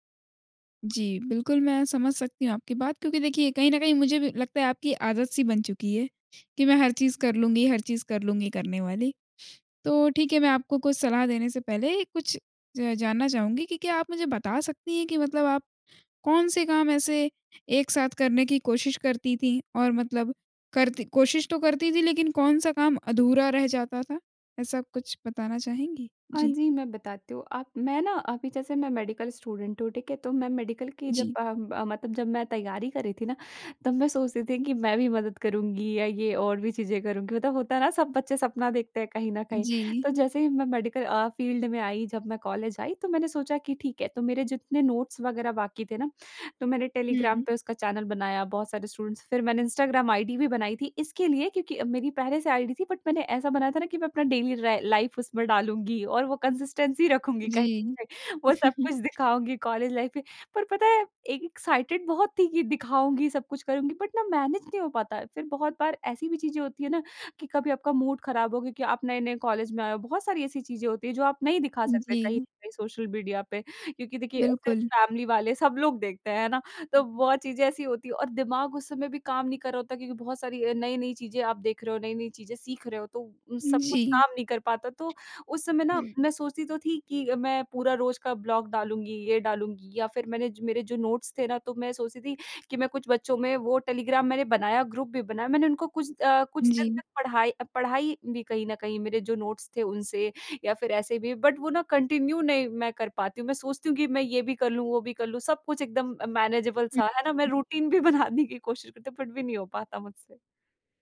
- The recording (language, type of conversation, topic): Hindi, advice, मेरे लिए मल्टीटास्किंग के कारण काम अधूरा या कम गुणवत्ता वाला क्यों रह जाता है?
- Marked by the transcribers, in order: in English: "मेडिकल स्टूडेंट"; in English: "मेडिकल"; in English: "मेडिकल"; in English: "फील्ड"; in English: "नोट्स"; in English: "स्टूडेंट्स"; in English: "बट"; in English: "डेली"; in English: "लाइफ"; in English: "कंसिस्टेंसी"; chuckle; in English: "लाइफ"; in English: "एक् एक्साइटेड"; in English: "बट"; in English: "मैनेज"; in English: "मूड"; in English: "फैमिली"; other noise; tapping; throat clearing; in English: "ब्लॉग"; in English: "नोट्स"; in English: "ग्रुप"; in English: "नोट्स"; in English: "बट"; in English: "कंटिन्यू"; in English: "मैनेजेबल"; in English: "रूटीन"; laughing while speaking: "भी बनाने"